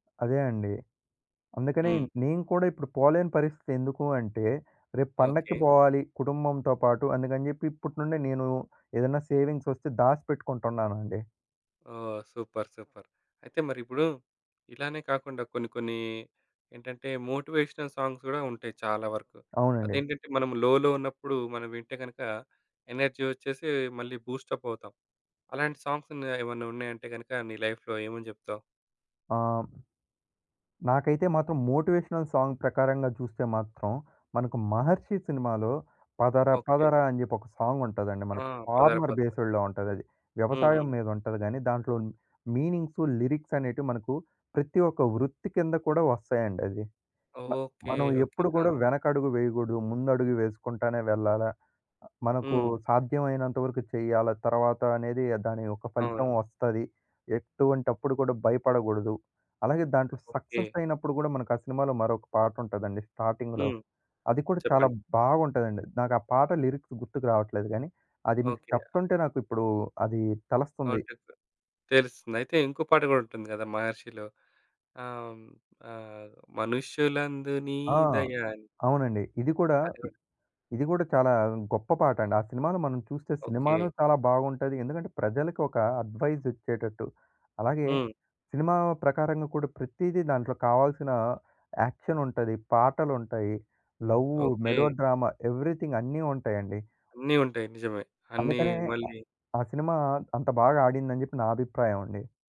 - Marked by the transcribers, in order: in English: "సేవింగ్స్"; in English: "సూపర్. సూపర్"; other background noise; in English: "మోటివేషనల్ సాంగ్స్"; in English: "లోలో"; in English: "ఎనర్జీ"; in English: "లైఫ్‌లో"; in English: "మోటివేషనల్ సాంగ్"; in English: "ఫార్మర్ బేస్‌డ్‌లో"; in English: "మీనింగ్స్"; in English: "స్టార్టింగ్‌లో"; in English: "లిరిక్స్"; singing: "మనుషులందునీదయాన్"; tapping; in English: "మెలో డ్రామా"
- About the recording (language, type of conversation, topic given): Telugu, podcast, షేర్ చేసుకునే పాటల జాబితాకు పాటలను ఎలా ఎంపిక చేస్తారు?